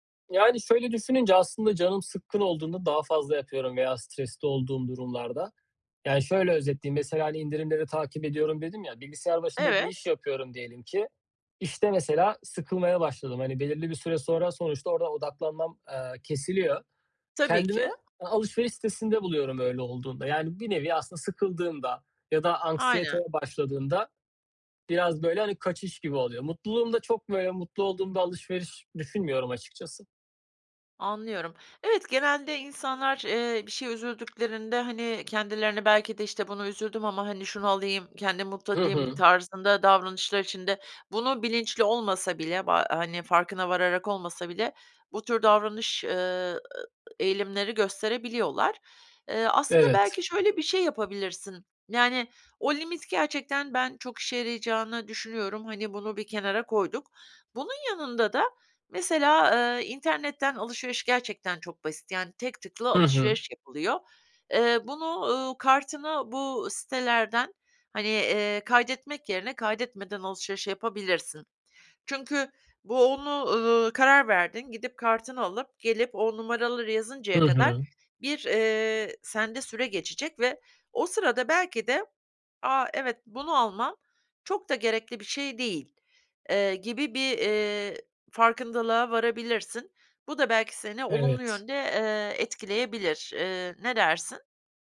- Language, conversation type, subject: Turkish, advice, İndirim dönemlerinde gereksiz alışveriş yapma kaygısıyla nasıl başa çıkabilirim?
- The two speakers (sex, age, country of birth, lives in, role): female, 50-54, Italy, United States, advisor; male, 30-34, Turkey, Ireland, user
- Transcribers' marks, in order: other background noise; tapping